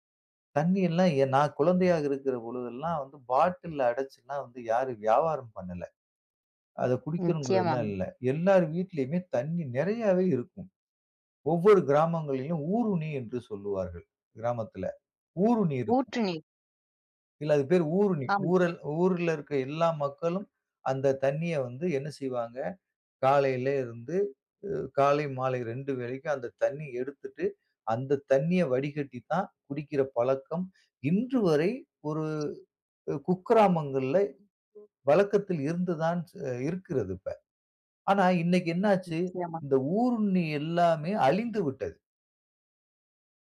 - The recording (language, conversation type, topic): Tamil, podcast, நீரைப் பாதுகாக்க மக்கள் என்ன செய்ய வேண்டும் என்று நீங்கள் நினைக்கிறீர்கள்?
- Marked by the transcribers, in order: none